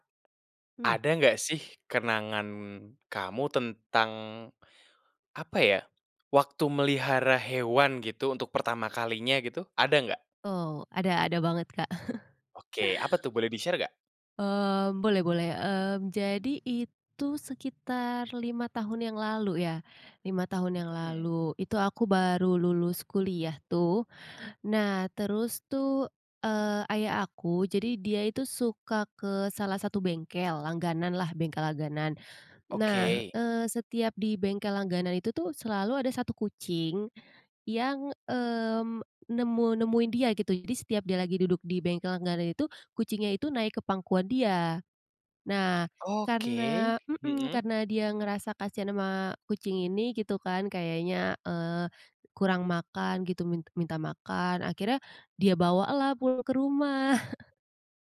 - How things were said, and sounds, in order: chuckle; in English: "di-share"; tapping; lip smack; chuckle
- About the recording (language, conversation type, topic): Indonesian, podcast, Apa kenangan terbaikmu saat memelihara hewan peliharaan pertamamu?
- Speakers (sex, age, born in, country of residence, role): female, 25-29, Indonesia, Indonesia, guest; male, 20-24, Indonesia, Indonesia, host